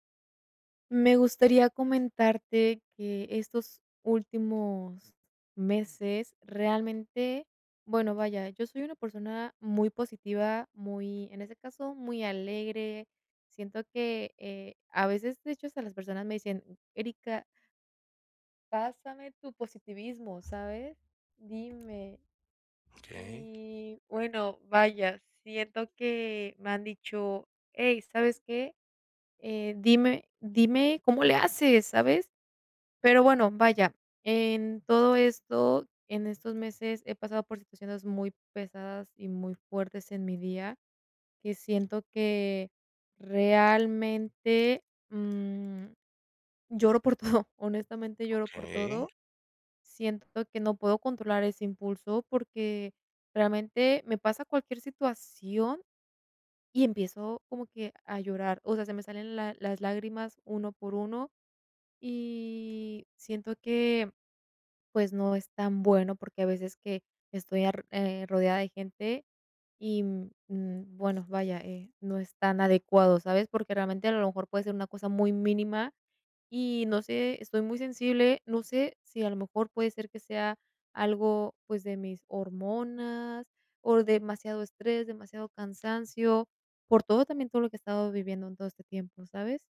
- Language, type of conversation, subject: Spanish, advice, ¿Cómo puedo manejar reacciones emocionales intensas en mi día a día?
- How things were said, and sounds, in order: tapping; other background noise; laughing while speaking: "por todo"